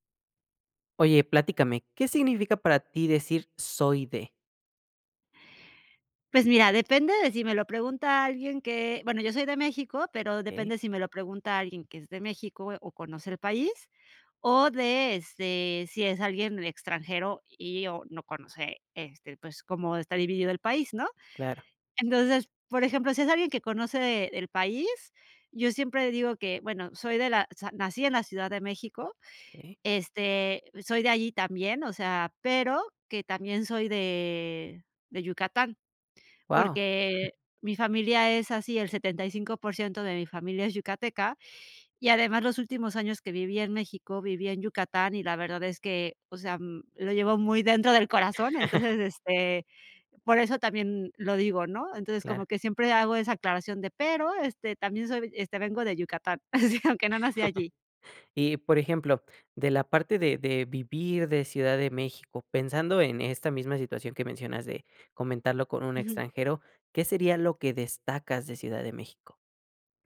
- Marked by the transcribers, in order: chuckle; chuckle; chuckle; laughing while speaking: "sí"; chuckle
- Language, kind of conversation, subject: Spanish, podcast, ¿Qué significa para ti decir que eres de algún lugar?